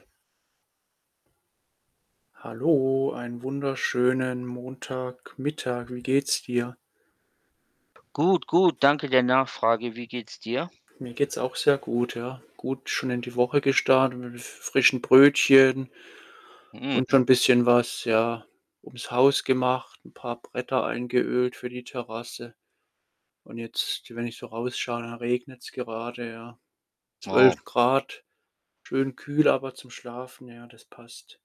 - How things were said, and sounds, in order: static; other background noise; distorted speech
- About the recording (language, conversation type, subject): German, unstructured, Was war dein schönstes Erlebnis mit Geld?